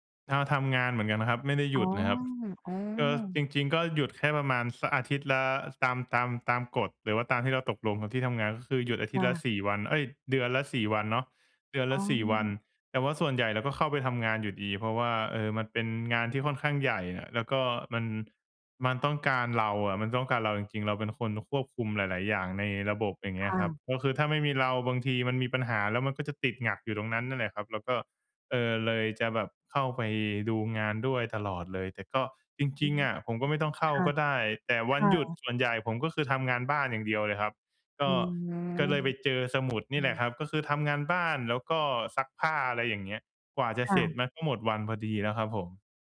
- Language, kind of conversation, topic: Thai, advice, ฉันจะรู้สึกเห็นคุณค่าในตัวเองได้อย่างไร โดยไม่เอาผลงานมาเป็นตัวชี้วัด?
- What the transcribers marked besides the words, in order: other background noise